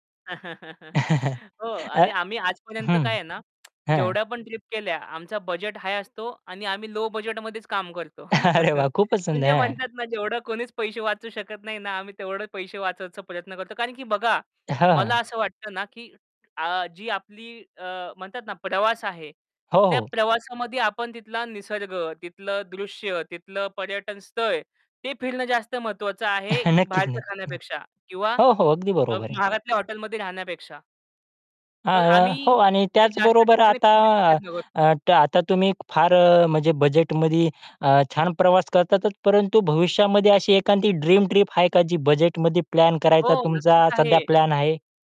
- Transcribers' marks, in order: chuckle; other background noise; chuckle; laughing while speaking: "अरे वाह!"; distorted speech; chuckle; tapping
- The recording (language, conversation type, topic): Marathi, podcast, कमी बजेटमध्ये छान प्रवास कसा करायचा?